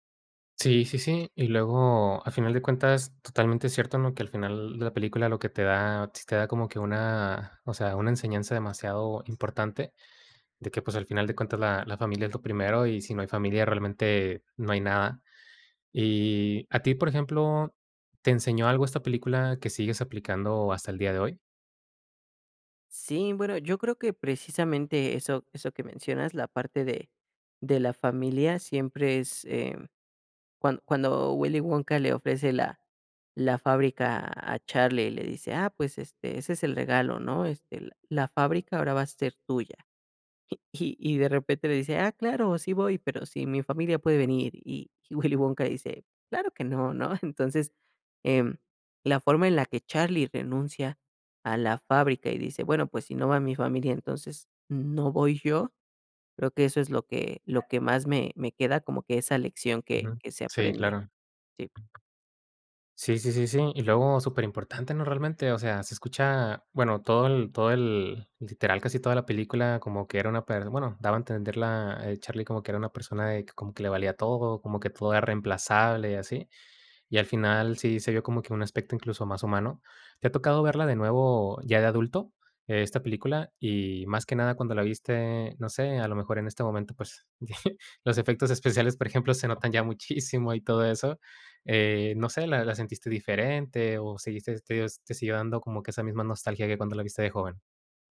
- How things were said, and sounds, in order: chuckle; tapping; chuckle
- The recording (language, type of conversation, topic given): Spanish, podcast, ¿Qué película te marcó de joven y por qué?